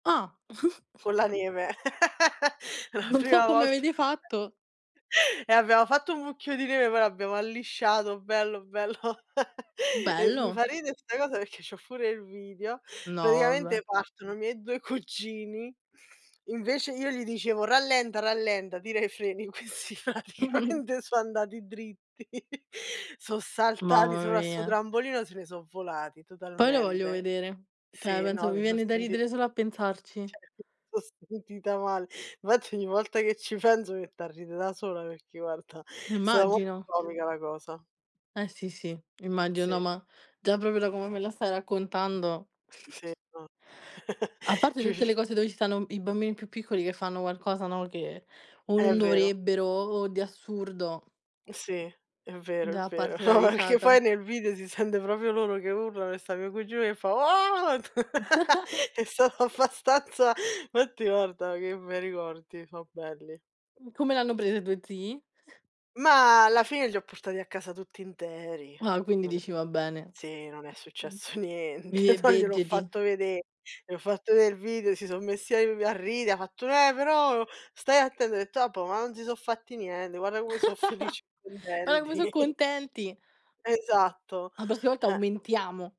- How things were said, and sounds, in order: chuckle; tapping; laugh; other background noise; laughing while speaking: "volta"; chuckle; laughing while speaking: "bello"; chuckle; "vabbè" said as "vabè"; "cugini" said as "cuggini"; laughing while speaking: "Questi praticamente"; chuckle; laughing while speaking: "dritti"; "Cioè" said as "ceh"; "Cioè" said as "ceh"; unintelligible speech; "proprio" said as "propo"; chuckle; background speech; chuckle; unintelligible speech; laughing while speaking: "No"; "proprio" said as "propio"; chuckle; put-on voice: "Oh!"; laugh; laughing while speaking: "È stato abbastanza fatti"; chuckle; laughing while speaking: "successo niente"; "Vabbuò" said as "apo"; laugh; "Guarda" said as "guara"; laughing while speaking: "contenti"; "prossima" said as "possima"
- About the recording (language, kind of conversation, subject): Italian, unstructured, Quale ricordo ti fa sempre sorridere?
- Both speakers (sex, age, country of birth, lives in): female, 20-24, Italy, Italy; female, 30-34, Italy, Italy